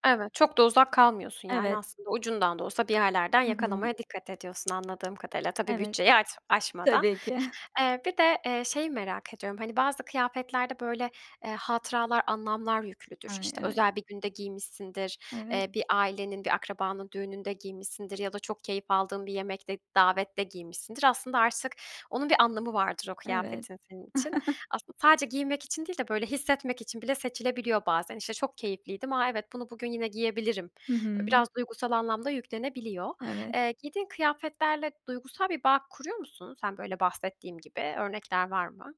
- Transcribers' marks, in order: other background noise; laughing while speaking: "ki"; chuckle
- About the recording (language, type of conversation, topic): Turkish, podcast, Günlük kıyafet seçimlerini belirleyen etkenler nelerdir?